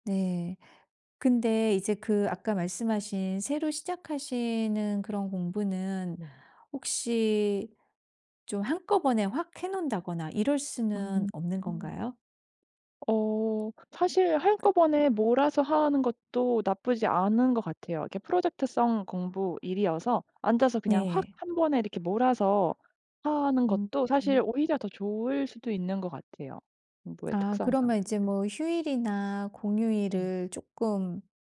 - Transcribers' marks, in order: none
- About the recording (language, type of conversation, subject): Korean, advice, 욕심내서 여러 목표를 세워 놓고도 우선순위를 정하지 못할 때 어떻게 정리하면 좋을까요?